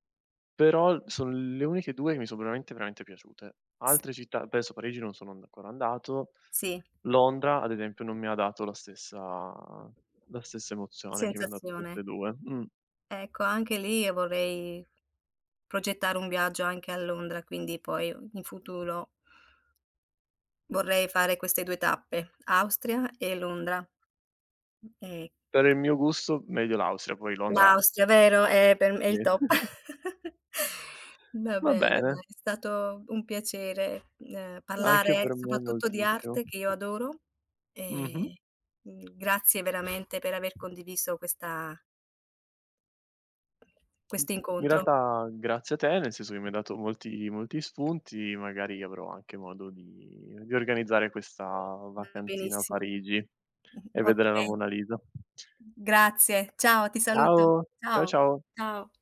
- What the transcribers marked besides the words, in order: tapping; other background noise; giggle; chuckle; "Monna" said as "mona"
- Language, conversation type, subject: Italian, unstructured, Qual è il posto che vorresti visitare almeno una volta nella vita?